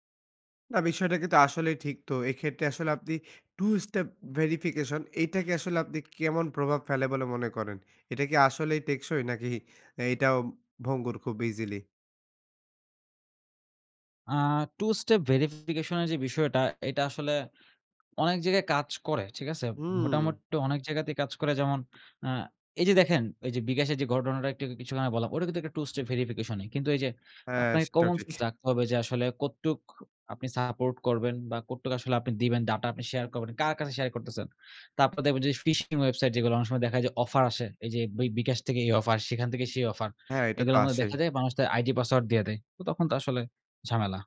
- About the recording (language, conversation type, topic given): Bengali, podcast, নিরাপত্তা বজায় রেখে অনলাইন উপস্থিতি বাড়াবেন কীভাবে?
- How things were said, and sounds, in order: chuckle; other noise; other background noise; in English: "ফিশিং ওয়েবসাইট"